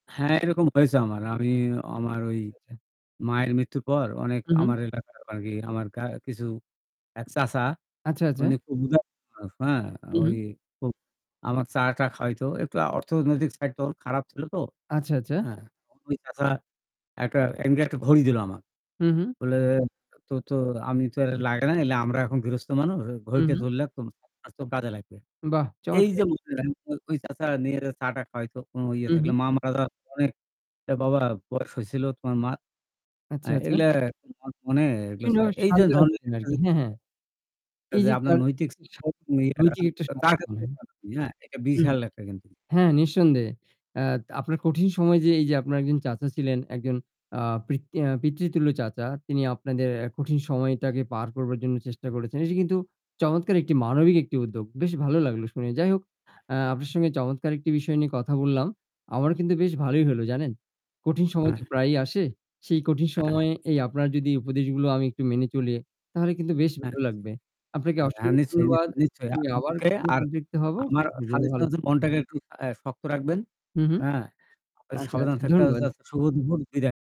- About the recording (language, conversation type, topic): Bengali, unstructured, কঠিন সময়ে তুমি কীভাবে নিজেকে সামলাও?
- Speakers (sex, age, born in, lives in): male, 40-44, Bangladesh, Bangladesh; male, 60-64, Bangladesh, Bangladesh
- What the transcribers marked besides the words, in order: static; unintelligible speech; distorted speech; unintelligible speech; in English: "suggestion"; unintelligible speech